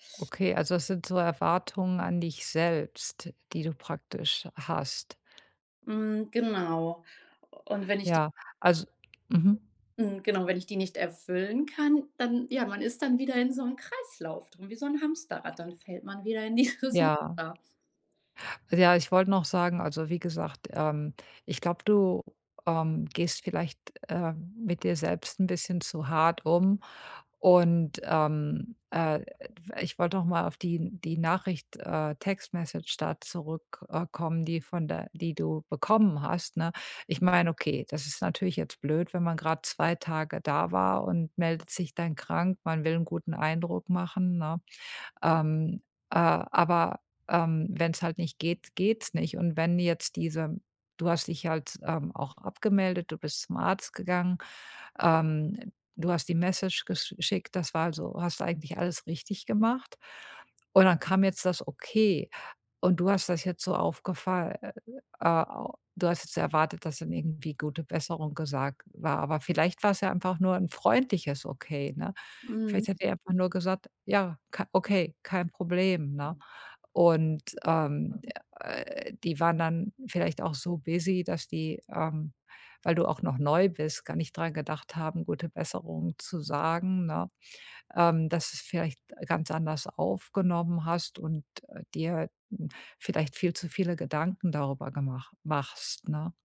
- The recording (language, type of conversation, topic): German, advice, Wie kann ich mit Schuldgefühlen umgehen, weil ich mir eine Auszeit vom Job nehme?
- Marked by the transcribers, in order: other background noise; laughing while speaking: "dieses Muster"; in English: "Text Message"; stressed: "bekommen"; in English: "Message"; stressed: "freundliches"; tapping; in English: "busy"